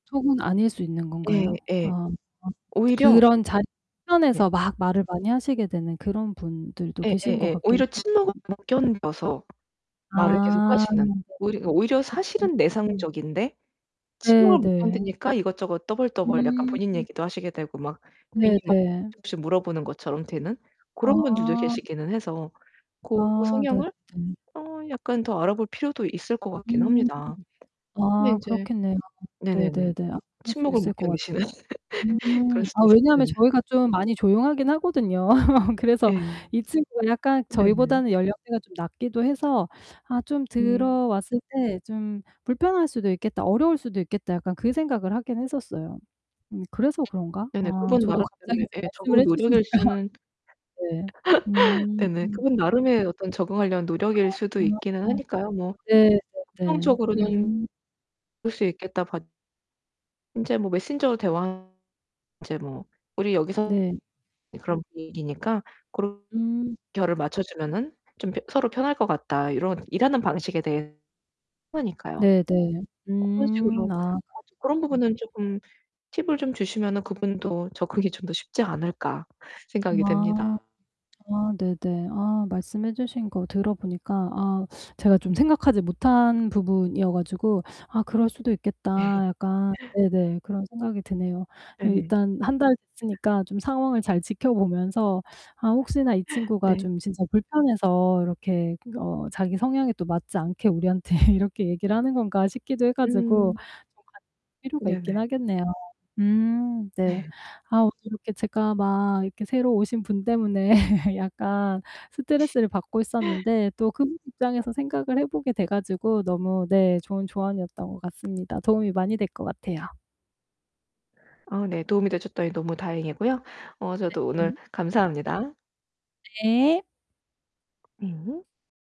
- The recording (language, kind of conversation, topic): Korean, advice, 어떻게 하면 더 잘 거절하고 건강한 경계를 분명하게 설정할 수 있을까요?
- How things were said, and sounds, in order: tapping; static; unintelligible speech; distorted speech; unintelligible speech; unintelligible speech; unintelligible speech; laugh; laugh; other background noise; laugh; unintelligible speech; unintelligible speech; unintelligible speech; unintelligible speech; unintelligible speech; laughing while speaking: "예"; laugh; laughing while speaking: "우리한테"; unintelligible speech; laughing while speaking: "네"; laugh; laugh